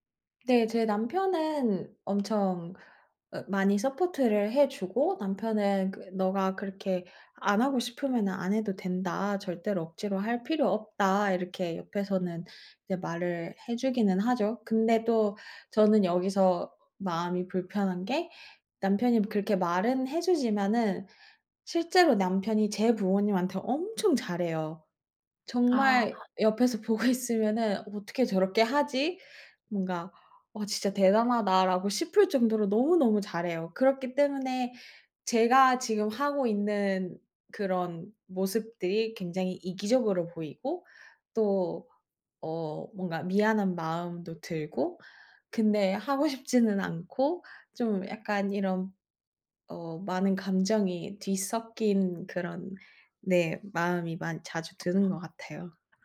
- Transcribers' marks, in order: other background noise; laughing while speaking: "보고 있으면은"
- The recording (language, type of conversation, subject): Korean, advice, 결혼이나 재혼으로 생긴 새 가족과의 갈등을 어떻게 해결하면 좋을까요?